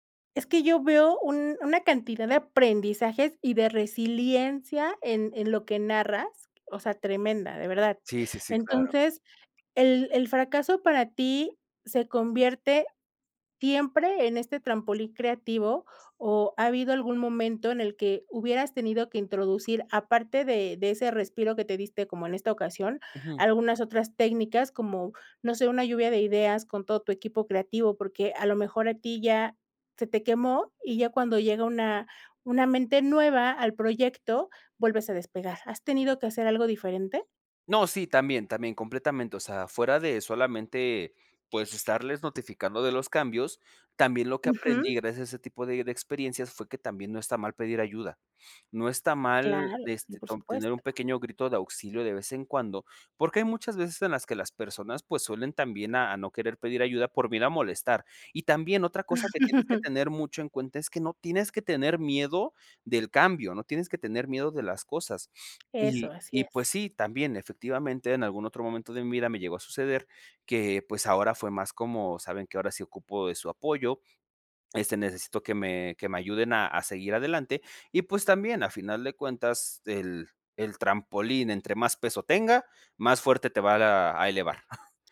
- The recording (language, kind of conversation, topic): Spanish, podcast, ¿Cómo usas el fracaso como trampolín creativo?
- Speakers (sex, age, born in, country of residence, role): female, 40-44, Mexico, Mexico, host; male, 20-24, Mexico, Mexico, guest
- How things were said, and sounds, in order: chuckle; giggle